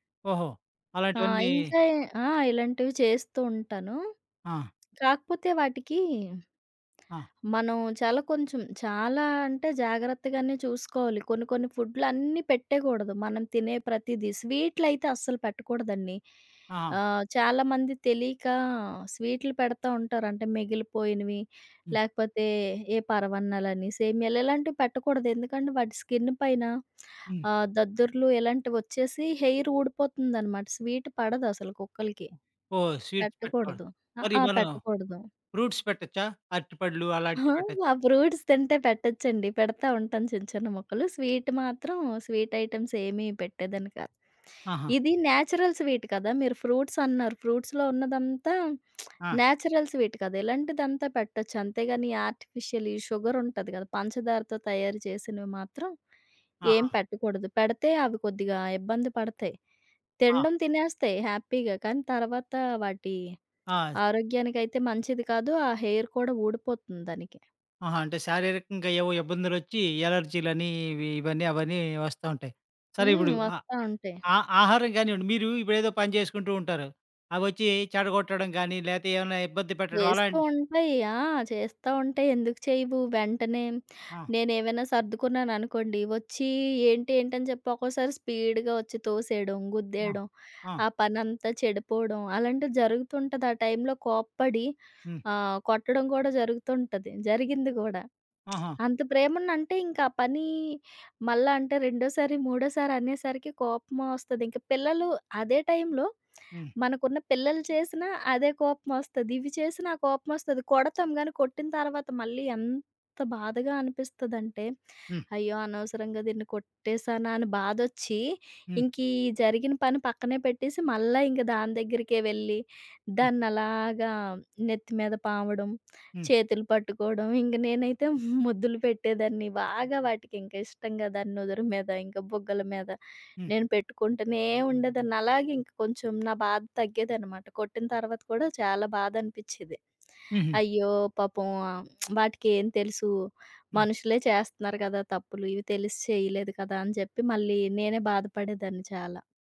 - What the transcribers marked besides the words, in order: tapping; lip smack; in English: "స్వీట్స్"; in English: "ఫ్రూట్స్"; chuckle; in English: "ఫ్రూట్స్"; other background noise; in English: "స్వీట్"; in English: "స్వీట్"; in English: "న్యాచురల్ స్వీట్"; in English: "ఫ్రూట్స్‌లో"; lip smack; in English: "న్యాచురల్ స్వీట్"; in English: "ఆర్టిఫిషియల్"; in English: "హ్యాపీగా"; lip smack; unintelligible speech; in English: "హెయిర్"; in English: "స్పీడ్‌గా"; lip smack; stressed: "ఎంత"; laughing while speaking: "ముద్దులు"; lip smack
- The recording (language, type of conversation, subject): Telugu, podcast, పెంపుడు జంతువును మొదటిసారి పెంచిన అనుభవం ఎలా ఉండింది?